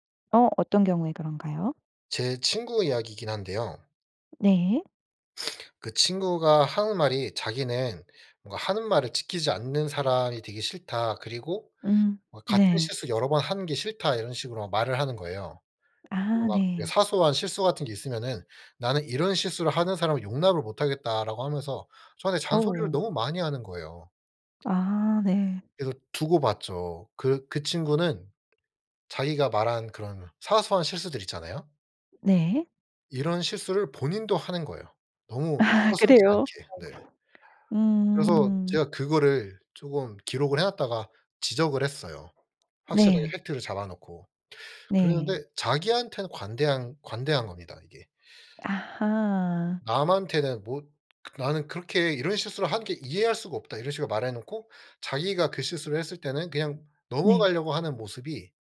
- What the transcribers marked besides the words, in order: other background noise; sniff; laugh
- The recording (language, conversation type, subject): Korean, podcast, 피드백을 받을 때 보통 어떻게 반응하시나요?